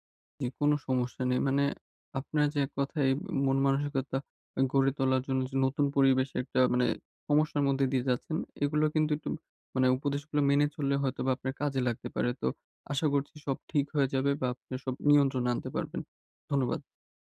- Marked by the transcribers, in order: none
- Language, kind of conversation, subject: Bengali, advice, পরিবর্তনের সঙ্গে দ্রুত মানিয়ে নিতে আমি কীভাবে মানসিকভাবে স্থির থাকতে পারি?